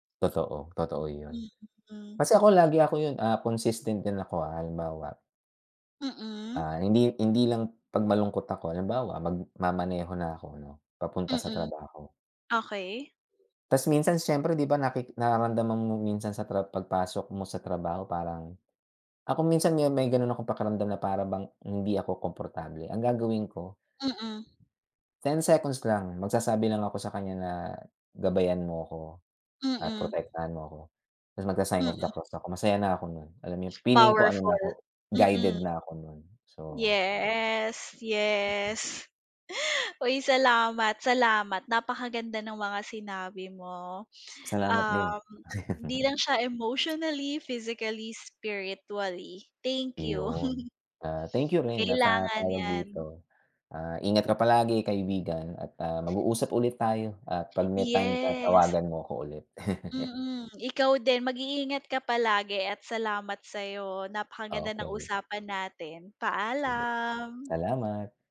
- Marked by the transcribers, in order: tapping; other background noise; laugh; chuckle; chuckle
- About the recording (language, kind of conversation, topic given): Filipino, unstructured, Ano ang mga paborito mong ginagawa para mapawi ang lungkot?